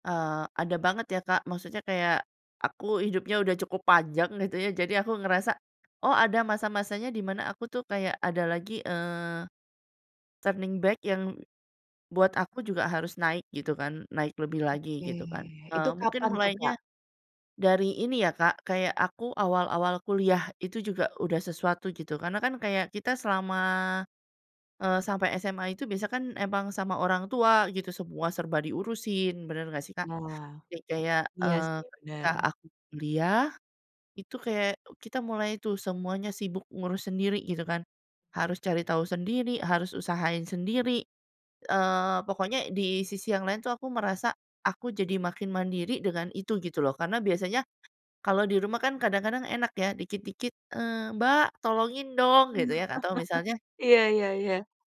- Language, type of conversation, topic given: Indonesian, podcast, Kapan kamu merasa paling bertumbuh setelah mengalami perubahan besar?
- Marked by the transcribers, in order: in English: "turning back"; laugh